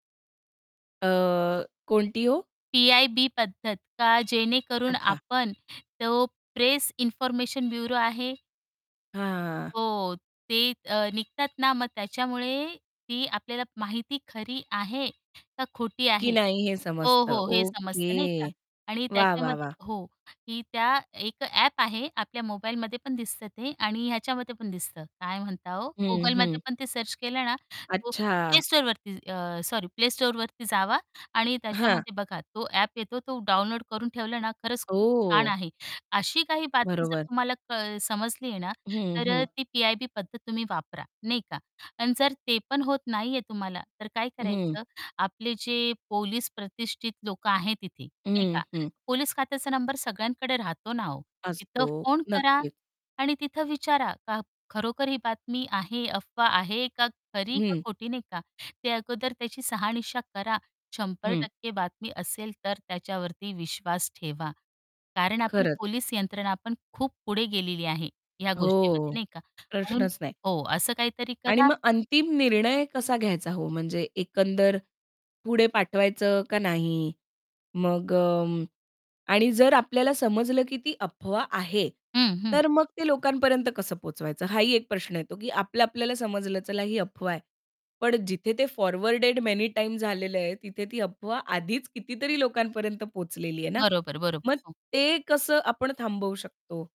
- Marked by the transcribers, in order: mechanical hum; distorted speech; static; in English: "सर्च"; tapping; other background noise; in English: "फॉरवर्डेड मेनी टाईम्स"
- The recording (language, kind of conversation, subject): Marathi, podcast, अफवा आढळली तर तिची सत्यता तुम्ही कशी तपासता आणि पुढे काय करता?